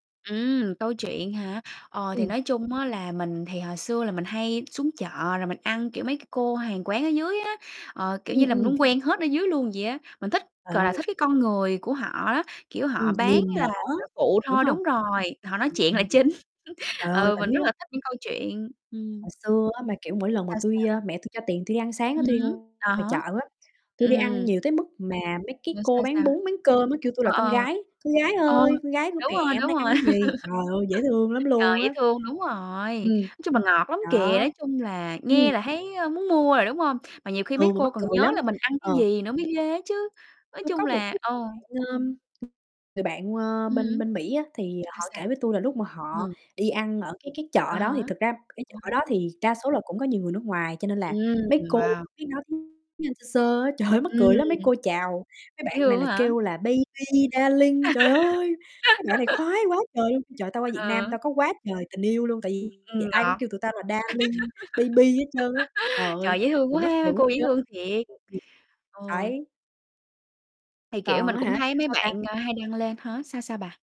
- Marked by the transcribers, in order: mechanical hum; distorted speech; other background noise; tapping; laughing while speaking: "chuyện là chính"; chuckle; unintelligible speech; laugh; in English: "baby, darling"; unintelligible speech; laugh; laugh; in English: "darling, baby"; unintelligible speech
- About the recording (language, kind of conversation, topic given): Vietnamese, unstructured, Điều gì khiến bạn cảm thấy tự hào về nơi bạn đang sống?